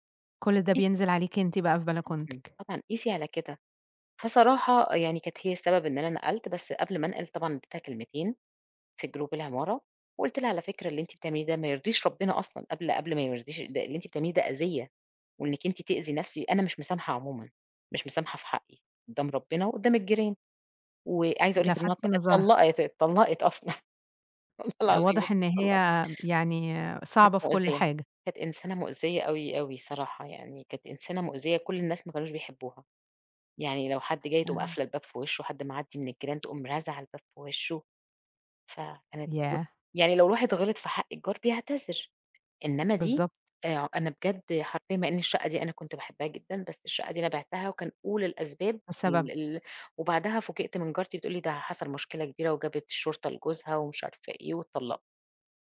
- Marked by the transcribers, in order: in English: "group"; laughing while speaking: "أصلًا. والله العظيم اتطلقت"; unintelligible speech
- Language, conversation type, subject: Arabic, podcast, إيه الحاجات اللي بتقوّي الروابط بين الجيران؟